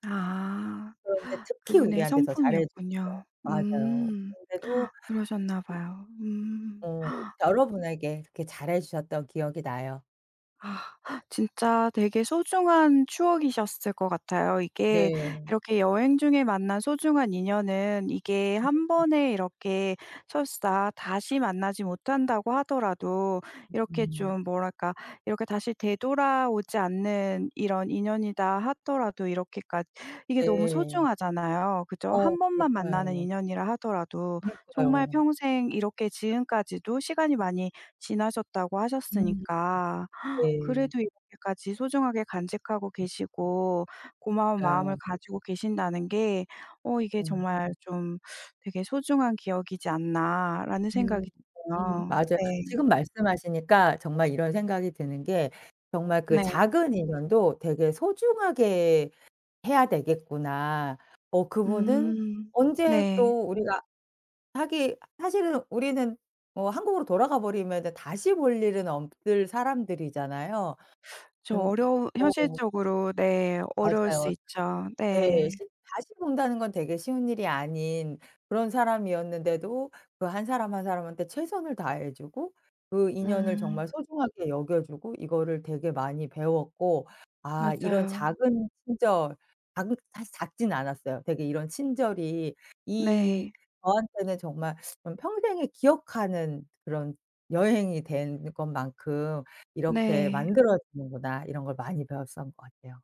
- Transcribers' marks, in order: gasp; other background noise; gasp; unintelligible speech; unintelligible speech; teeth sucking; unintelligible speech
- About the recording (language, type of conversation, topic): Korean, podcast, 여행 중에 만난 친절한 사람에 대해 이야기해 주실 수 있나요?